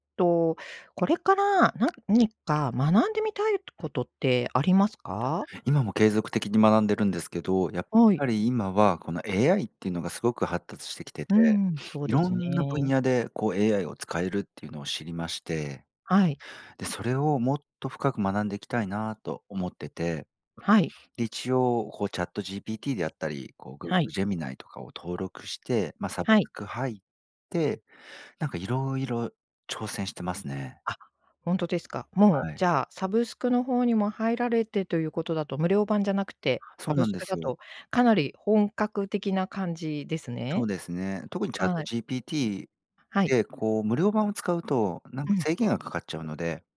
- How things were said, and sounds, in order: stressed: "何か"; other noise; tapping
- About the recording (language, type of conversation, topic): Japanese, podcast, これから学んでみたいことは何ですか？